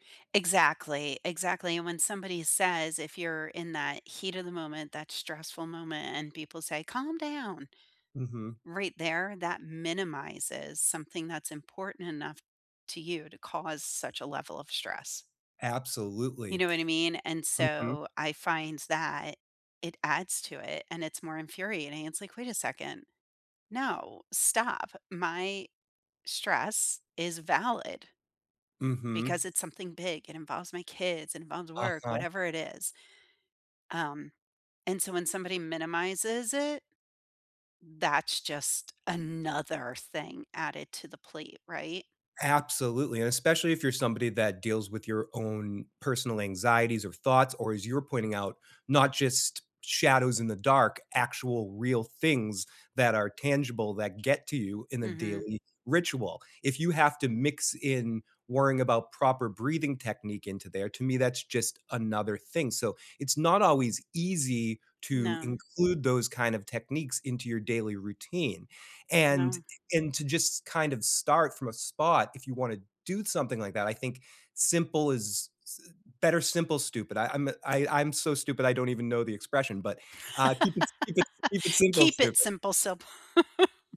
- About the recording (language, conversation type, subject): English, unstructured, How can breathing techniques reduce stress and anxiety?
- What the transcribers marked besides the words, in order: stressed: "another"; tapping; laugh; laugh